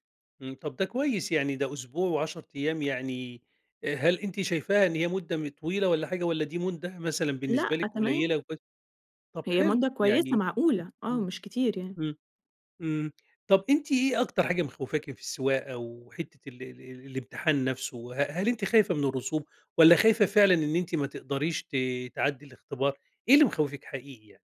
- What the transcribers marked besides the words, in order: none
- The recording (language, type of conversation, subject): Arabic, advice, إزاي أتعامل مع قلقي من امتحان أو رخصة مهمّة وخوفي من إني أرسب؟